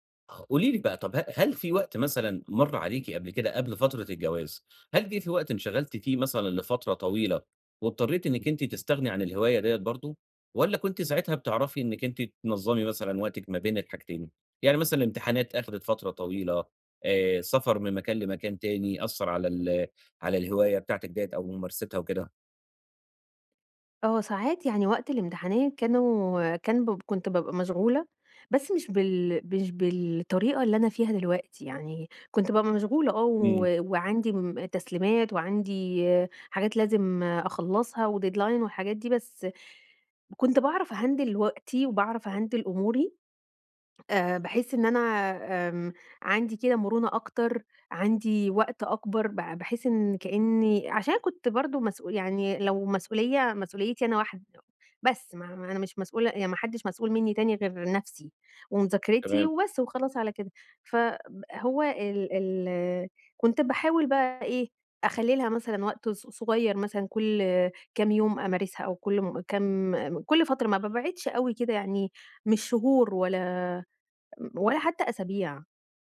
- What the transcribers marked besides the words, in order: other background noise; tapping; in English: "deadline"; in English: "أهندِل"; in English: "أهندِل"; horn
- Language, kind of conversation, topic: Arabic, advice, إزاي أقدر أستمر في ممارسة هواياتي رغم ضيق الوقت وكتر الانشغالات اليومية؟